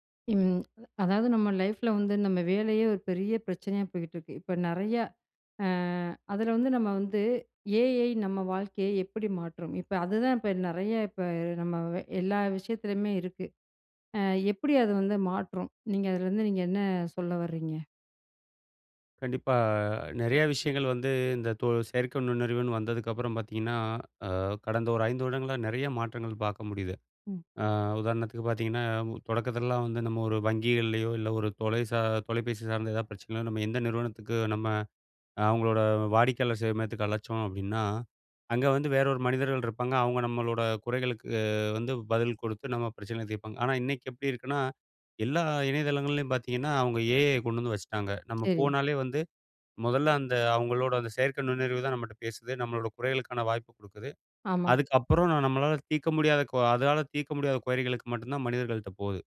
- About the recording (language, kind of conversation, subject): Tamil, podcast, எதிர்காலத்தில் செயற்கை நுண்ணறிவு நம் வாழ்க்கையை எப்படிப் மாற்றும்?
- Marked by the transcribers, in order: in English: "ஏ. ஐ"; other background noise; in English: "ஏ. ஐ"